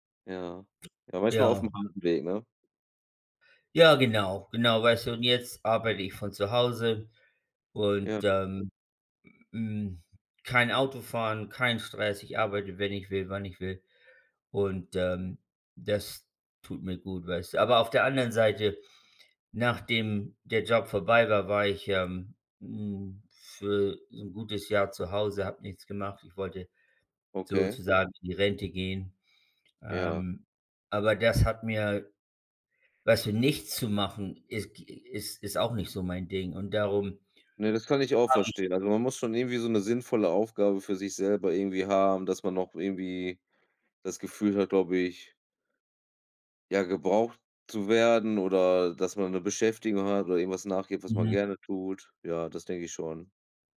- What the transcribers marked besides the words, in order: other background noise
- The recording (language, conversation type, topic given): German, unstructured, Wie findest du eine gute Balance zwischen Arbeit und Privatleben?